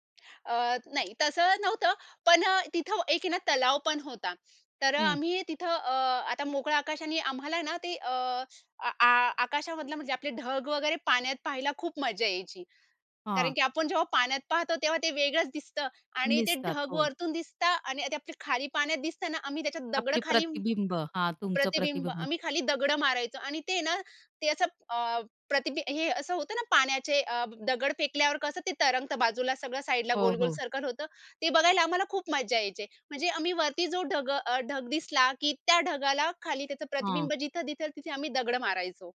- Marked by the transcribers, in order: tapping; "वरून" said as "वरतुन"; other background noise
- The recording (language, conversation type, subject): Marathi, podcast, तू लहान असताना मोकळ्या आकाशाखाली कोणते खेळ खेळायचास?